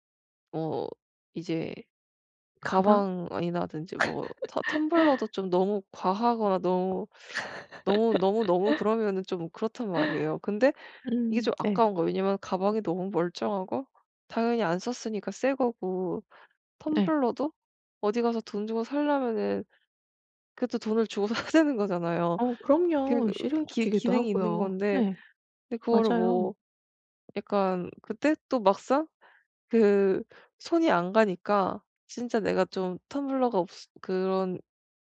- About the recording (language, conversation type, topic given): Korean, advice, 감정이 담긴 오래된 물건들을 이번에 어떻게 정리하면 좋을까요?
- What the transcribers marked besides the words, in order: laugh; tapping; laugh; laughing while speaking: "사야 되는"